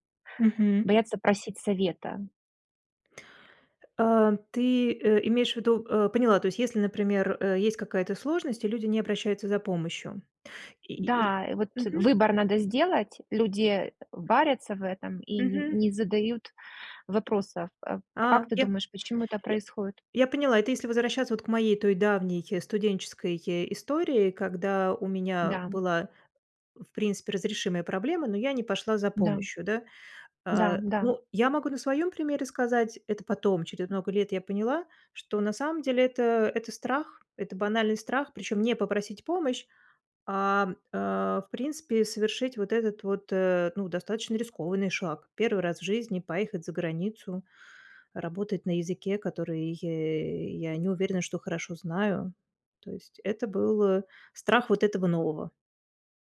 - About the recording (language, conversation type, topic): Russian, podcast, Что помогает не сожалеть о сделанном выборе?
- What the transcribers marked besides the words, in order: other background noise